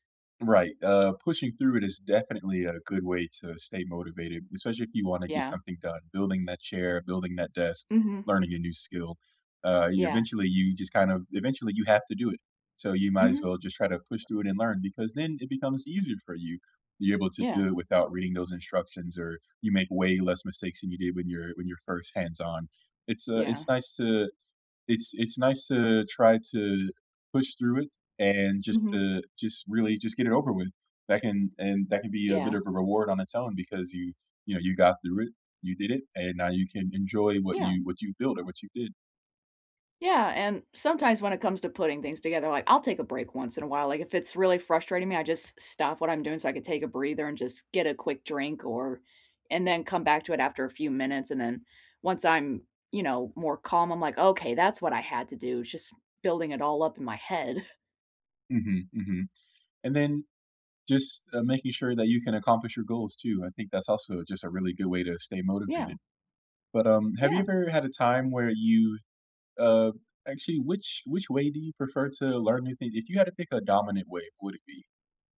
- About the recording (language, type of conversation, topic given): English, unstructured, What is your favorite way to learn new things?
- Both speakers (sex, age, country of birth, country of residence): female, 25-29, United States, United States; male, 25-29, United States, United States
- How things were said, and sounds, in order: other background noise; chuckle; tapping